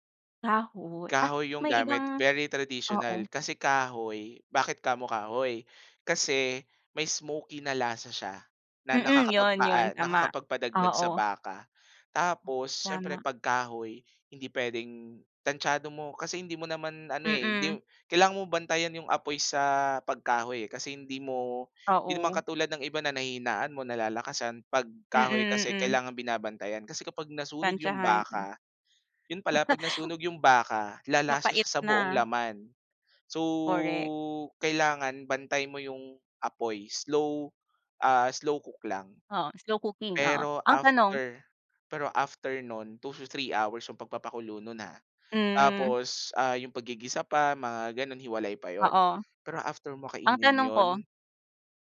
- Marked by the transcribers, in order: chuckle; drawn out: "So"
- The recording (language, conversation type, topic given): Filipino, podcast, Sino ang unang nagturo sa iyo magluto, at ano ang natutuhan mo sa kanya?